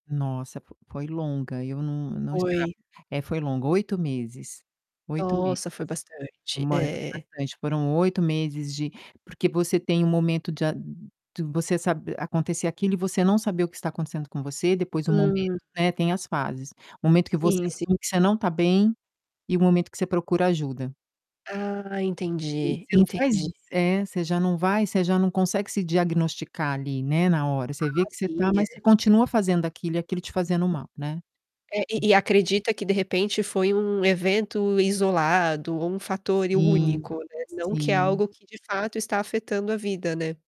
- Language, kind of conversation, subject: Portuguese, podcast, Como você lida com o estresse no cotidiano?
- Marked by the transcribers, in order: distorted speech; tapping; other background noise; static